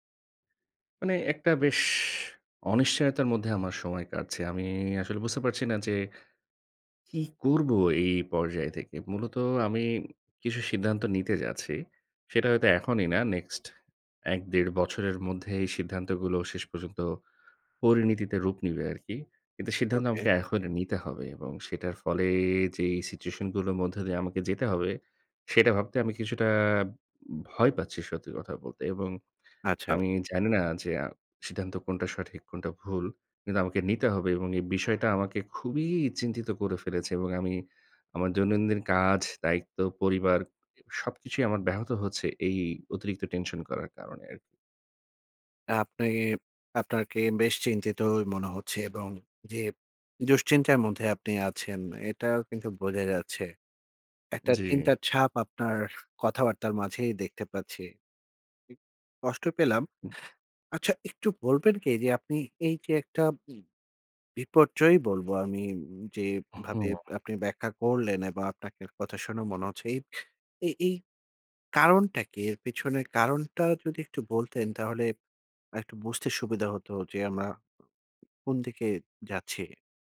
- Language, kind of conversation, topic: Bengali, advice, ক্যারিয়ার পরিবর্তন বা নতুন পথ শুরু করার সময় অনিশ্চয়তা সামলাব কীভাবে?
- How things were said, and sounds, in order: in English: "situation"; stressed: "খুবই"; in English: "tension"; unintelligible speech; unintelligible speech